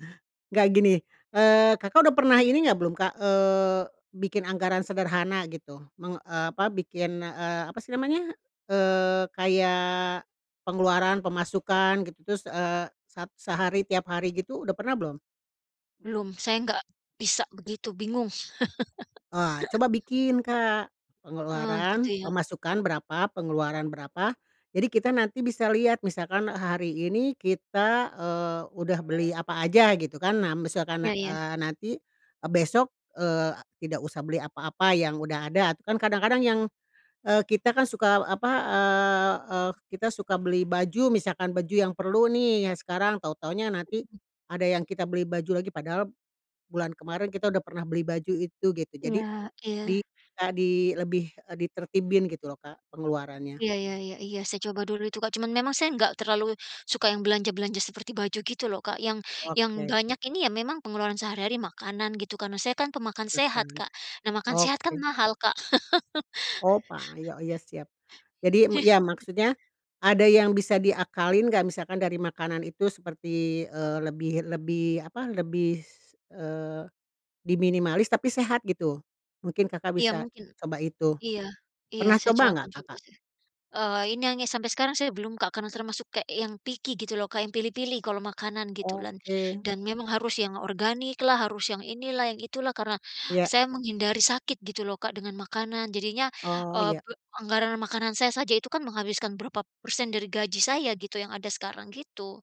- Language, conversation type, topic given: Indonesian, advice, Apa saja kendala yang Anda hadapi saat menabung untuk tujuan besar seperti membeli rumah atau membiayai pendidikan anak?
- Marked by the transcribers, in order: laugh; other background noise; chuckle; in English: "picky"